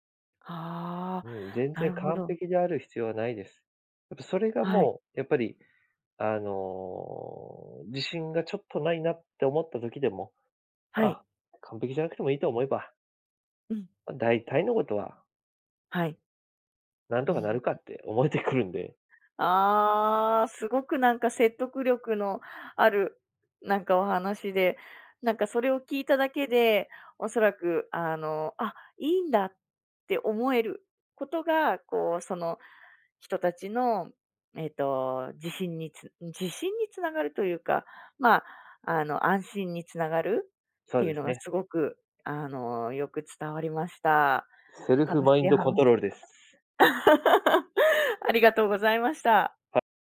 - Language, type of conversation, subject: Japanese, podcast, 自信がないとき、具体的にどんな対策をしていますか?
- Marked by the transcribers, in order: laughing while speaking: "思えてくるんで"; laugh